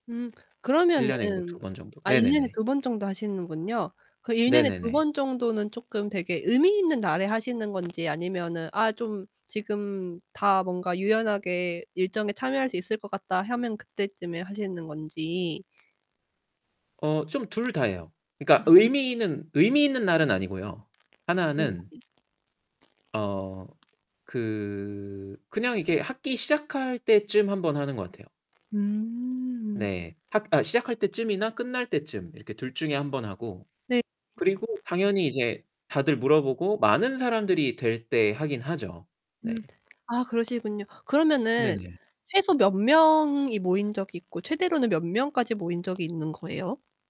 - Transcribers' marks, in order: static; distorted speech; other background noise; tapping
- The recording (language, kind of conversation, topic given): Korean, podcast, 각자 한 가지씩 요리를 가져오는 모임은 어떻게 운영하면 좋을까요?